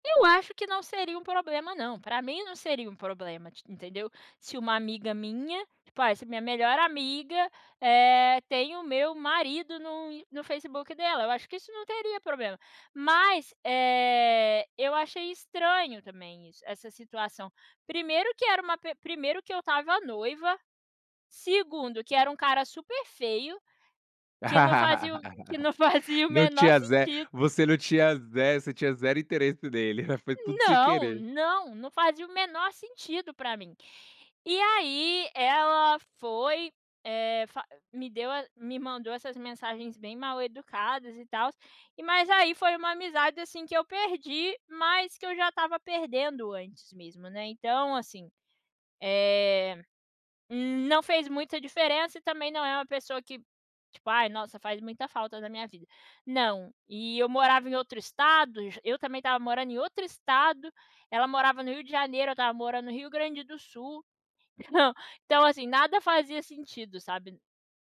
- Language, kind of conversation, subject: Portuguese, podcast, Como reatar amizades que esfriaram com o tempo?
- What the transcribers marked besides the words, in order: laugh; laughing while speaking: "fazia"